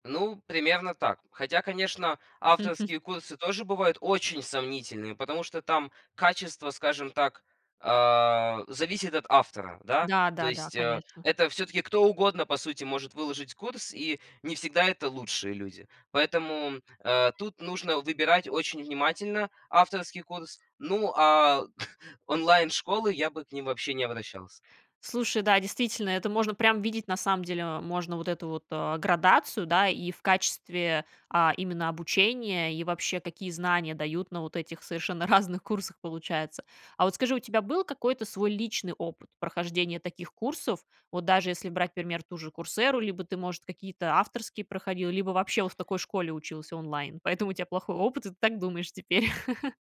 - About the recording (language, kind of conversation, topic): Russian, podcast, Что вы думаете об онлайн-курсах и самообучении?
- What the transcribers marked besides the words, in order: chuckle; chuckle; laughing while speaking: "разных курсах"; laughing while speaking: "теперь?"; chuckle